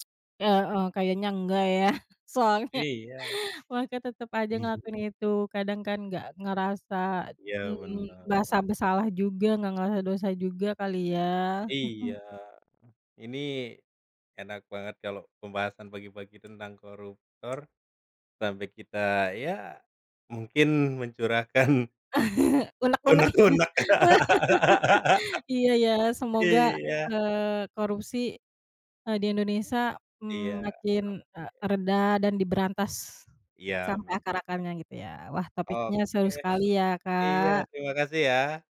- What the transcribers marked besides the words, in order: tongue click; chuckle; chuckle; tapping; other background noise; laugh; laughing while speaking: "iya"; laugh; laugh; unintelligible speech
- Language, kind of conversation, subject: Indonesian, unstructured, Bagaimana pendapatmu tentang korupsi dalam pemerintahan saat ini?